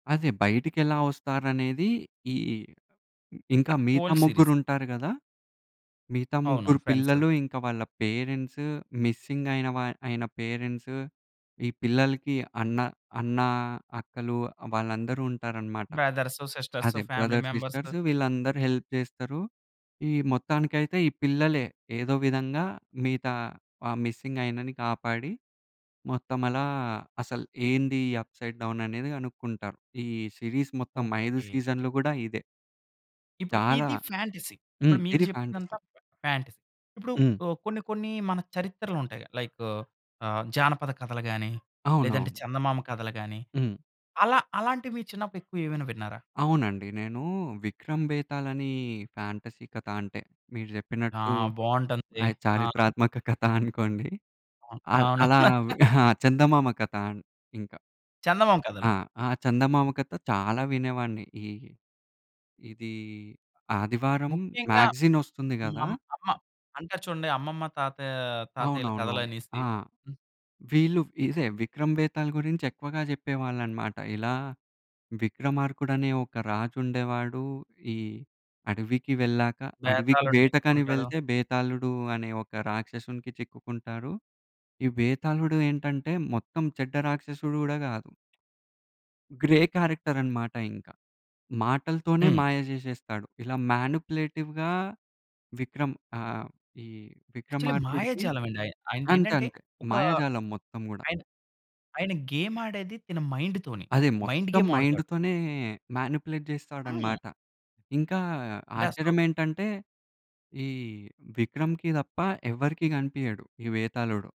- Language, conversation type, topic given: Telugu, podcast, ఫాంటసీ ప్రపంచాలు మీకు ఎందుకు అందంగా కనిపిస్తాయి?
- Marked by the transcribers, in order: in English: "ఓల్డ"; in English: "మిస్సింగ్"; in English: "బ్రదర్, సిస్టర్స్"; in English: "ఫ్యామిలీ"; in English: "హెల్ప్"; in English: "మిస్సింగ్"; in English: "అప్‌సైడ్ డౌన్"; in English: "సిరీస్"; in English: "ఫాంటసీ"; in English: "ఫాంటసీ"; in English: "ఫా ఫాంటసీ"; in English: "లైక్"; in English: "ఫాంటసీ"; chuckle; in English: "మ్యాగజిన్"; other background noise; in English: "గ్రే"; in English: "మానిప్యులేటివ్‌గా"; in English: "యాక్చువల్లీ"; in English: "గేమ్"; in English: "మైండ్"; in English: "మైండ్ గేమ్"; in English: "మైండ్‌తోనే మానిప్యులేట్"